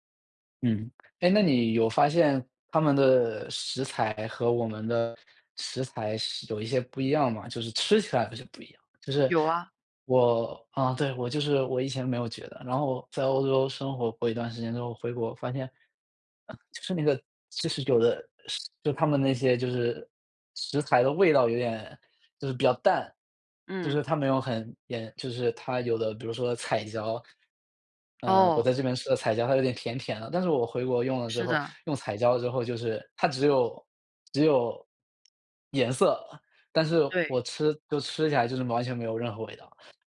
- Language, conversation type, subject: Chinese, unstructured, 在你看来，食物与艺术之间有什么关系？
- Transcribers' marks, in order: other background noise